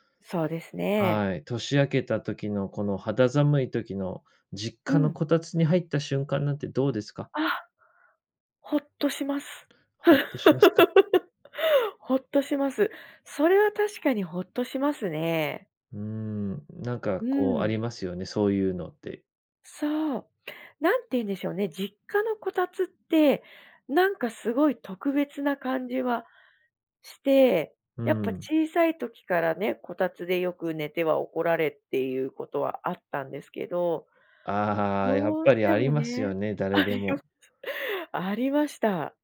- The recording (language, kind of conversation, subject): Japanese, podcast, 夜、家でほっとする瞬間はいつですか？
- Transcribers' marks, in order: laugh; laughing while speaking: "あります"